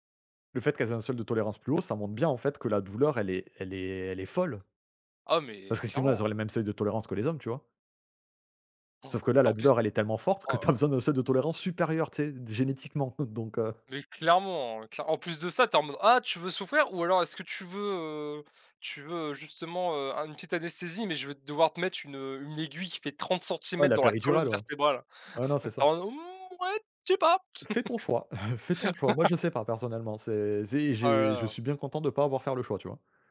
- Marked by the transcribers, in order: stressed: "folle"; chuckle; chuckle; chuckle; put-on voice: "Mmh, ouais, je sais pas"; chuckle; laugh
- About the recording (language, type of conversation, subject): French, unstructured, Qu’est-ce qui te choque dans certaines pratiques médicales du passé ?